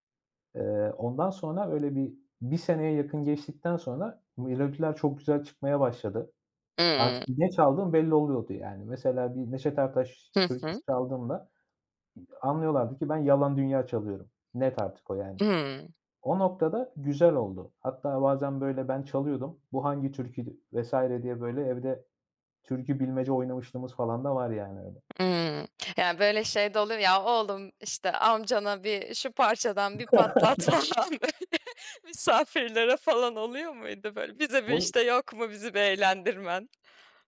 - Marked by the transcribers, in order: other background noise; tapping; laugh; laughing while speaking: "falan böyle"; chuckle
- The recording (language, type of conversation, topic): Turkish, podcast, Müziğe ilgi duymaya nasıl başladın?